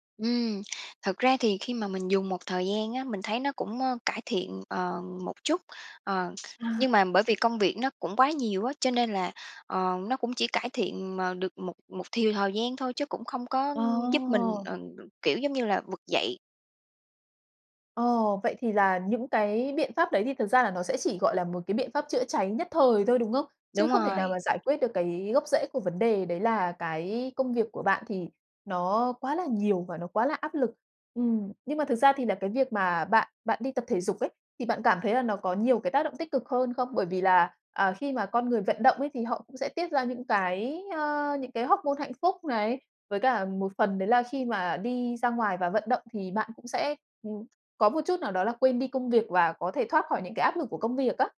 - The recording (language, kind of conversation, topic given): Vietnamese, podcast, Bạn nhận ra mình sắp kiệt sức vì công việc sớm nhất bằng cách nào?
- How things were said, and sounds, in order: tapping; other background noise